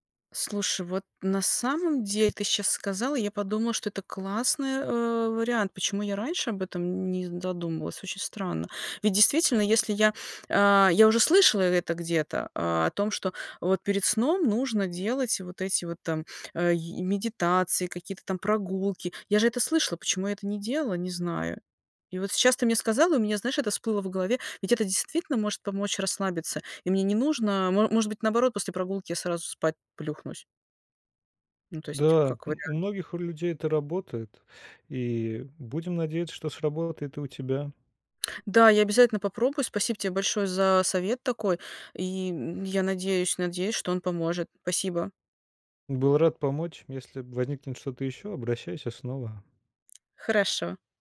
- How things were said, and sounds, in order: tapping
- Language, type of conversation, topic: Russian, advice, Почему у меня проблемы со сном и почему не получается придерживаться режима?